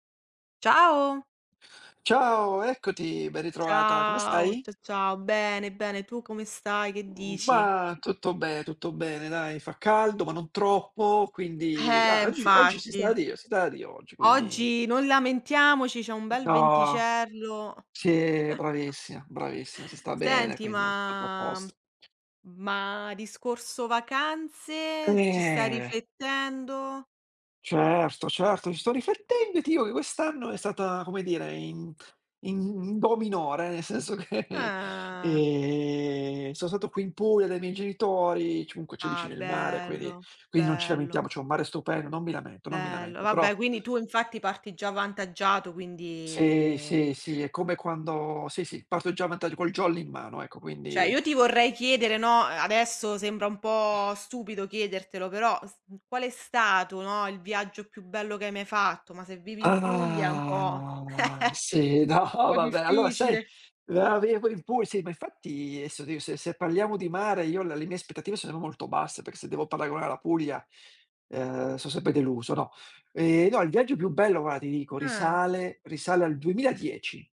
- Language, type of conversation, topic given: Italian, unstructured, Qual è il viaggio più bello che hai mai fatto?
- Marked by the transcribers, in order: chuckle; unintelligible speech; drawn out: "ma"; other background noise; drawn out: "Eh"; laughing while speaking: "che"; drawn out: "ehm"; drawn out: "Ah"; drawn out: "quindi"; "Cioè" said as "ceh"; drawn out: "Ah"; laughing while speaking: "no, vabbè"; chuckle; unintelligible speech; "guarda" said as "guara"